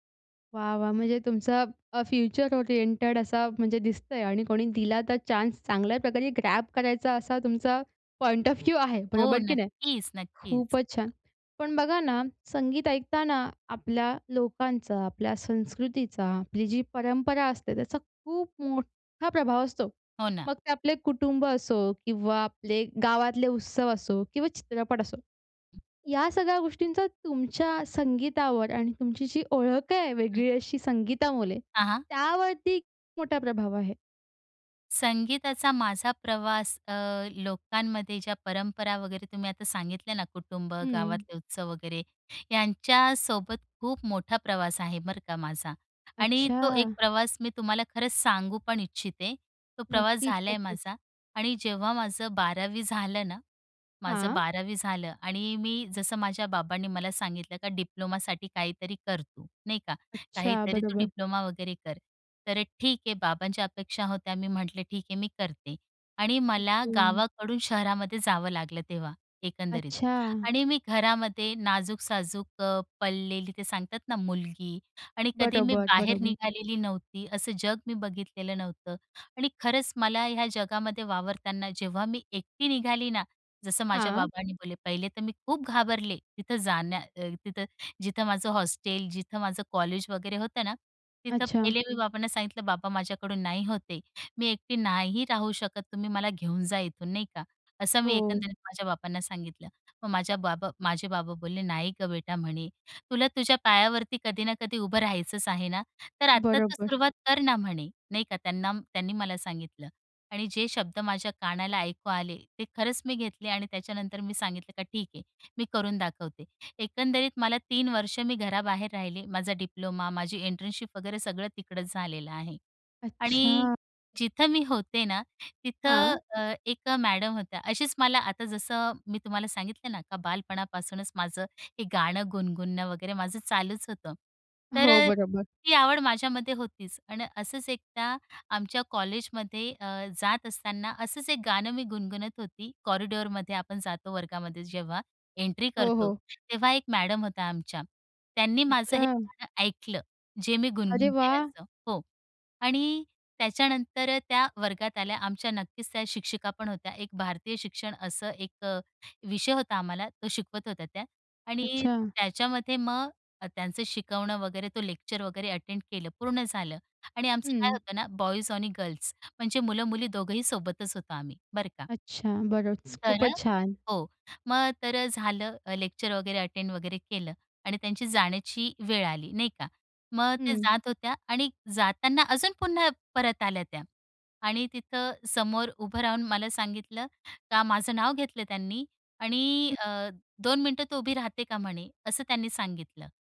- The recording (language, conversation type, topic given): Marathi, podcast, संगीताने तुमची ओळख कशी घडवली?
- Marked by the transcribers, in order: in English: "फ्युचर ओरिएंटेड"; in English: "चान्स"; in English: "ग्रॅब"; in English: "पॉइंट ऑफ व्ह्यू"; other background noise; tapping; in English: "एन्ट्री"; in English: "अटेंड"; in English: "बॉईज"; in English: "गर्ल्स"; in English: "अटेंड"